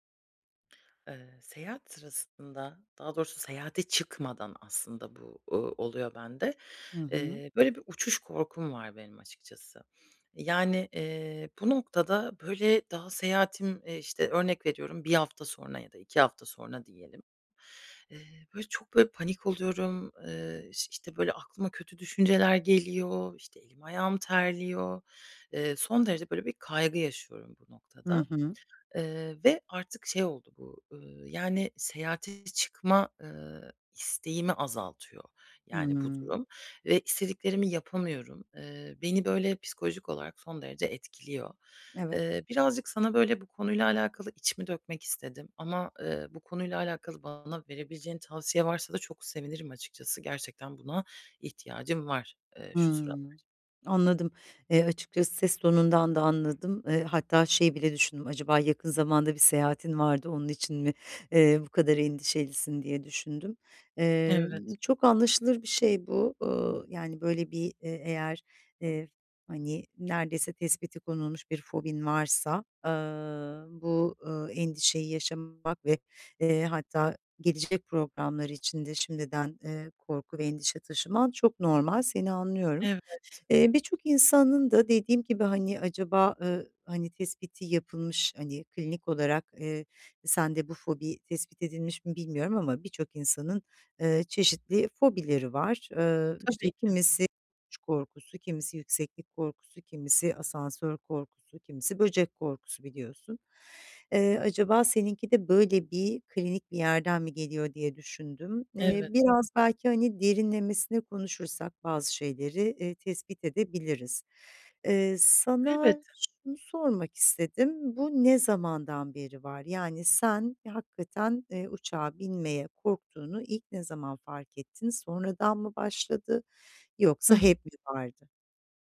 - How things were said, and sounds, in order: tapping; other background noise
- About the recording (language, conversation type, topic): Turkish, advice, Tatil sırasında seyahat stresini ve belirsizlikleri nasıl yönetebilirim?